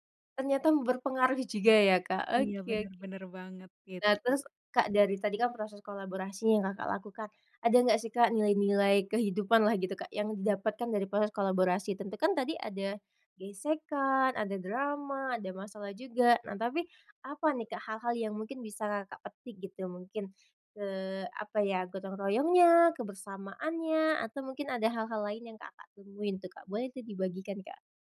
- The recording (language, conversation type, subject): Indonesian, podcast, Pernahkah kamu belajar banyak dari kolaborator, dan apa pelajaran utamanya?
- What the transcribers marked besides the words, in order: tapping